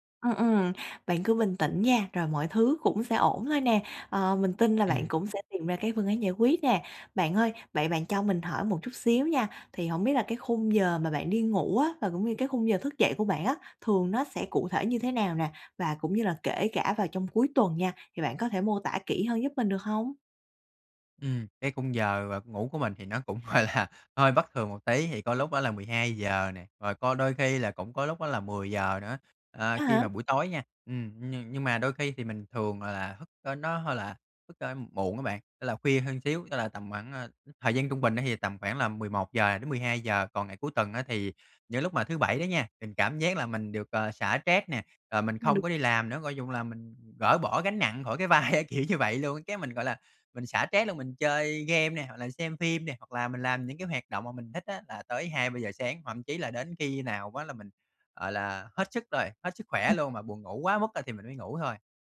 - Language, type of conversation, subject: Vietnamese, advice, Làm sao để cải thiện thói quen thức dậy đúng giờ mỗi ngày?
- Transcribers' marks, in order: tapping; laughing while speaking: "gọi là"; unintelligible speech; laughing while speaking: "vai kiểu như"